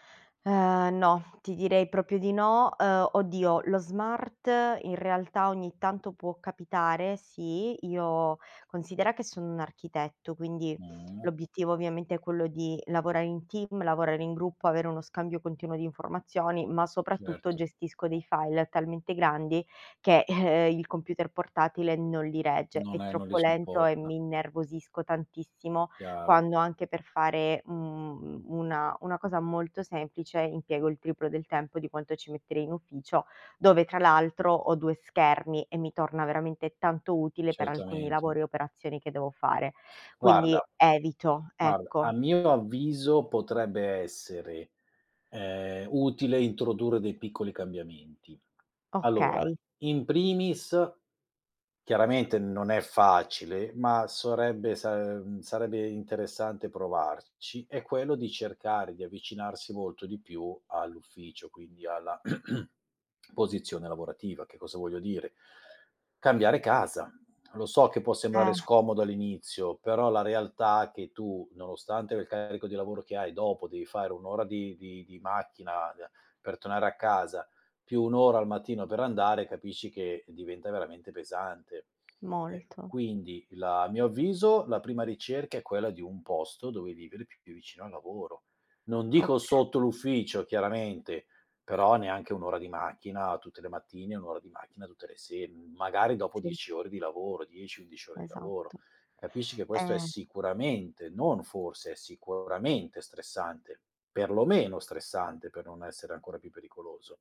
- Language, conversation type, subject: Italian, advice, Come mai, tornando ai vecchi ritmi, ti ritrovi più stressato?
- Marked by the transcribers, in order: "proprio" said as "propio"; in English: "smart"; other background noise; tapping; "sarebbe" said as "sorebbe"; throat clearing; stressed: "sicuramente"; stressed: "sicuramente"; stressed: "perlomeno"